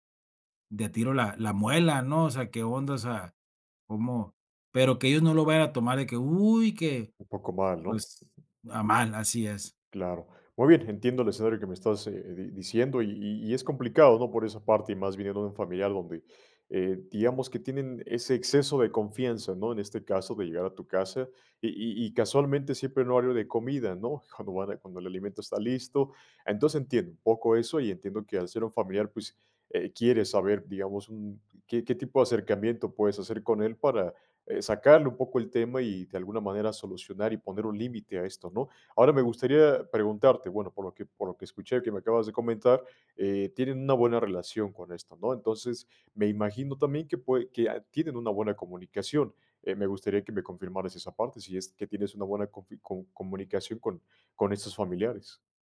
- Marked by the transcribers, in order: tapping
- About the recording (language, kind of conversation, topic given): Spanish, advice, ¿Cómo puedo establecer límites con un familiar invasivo?